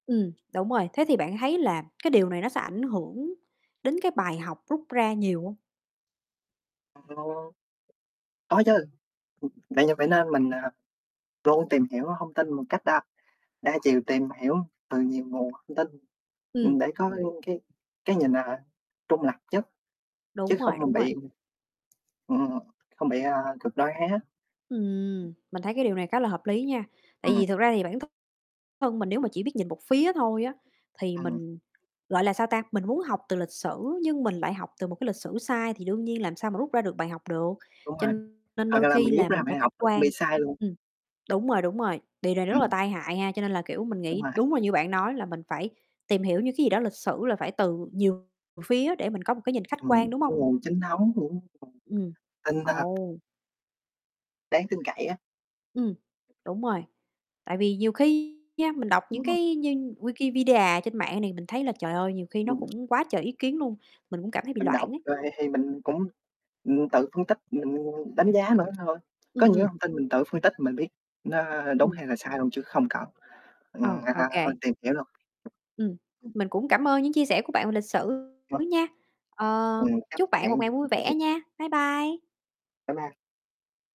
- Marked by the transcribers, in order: tapping; distorted speech; other background noise; unintelligible speech; unintelligible speech; unintelligible speech
- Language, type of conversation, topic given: Vietnamese, unstructured, Làm thế nào lịch sử có thể giúp chúng ta tránh lặp lại những sai lầm trong quá khứ?